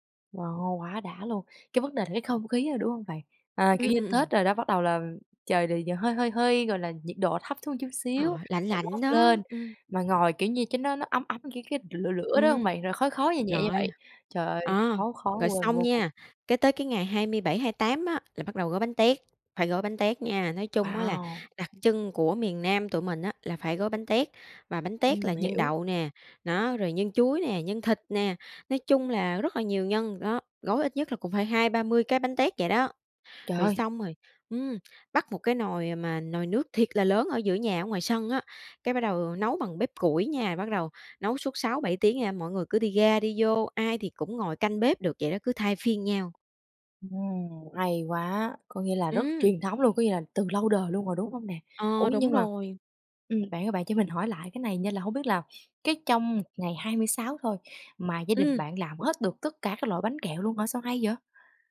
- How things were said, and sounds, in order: other background noise; "một" said as "ưn"; unintelligible speech; tapping
- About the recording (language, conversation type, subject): Vietnamese, podcast, Gia đình bạn giữ gìn truyền thống trong dịp Tết như thế nào?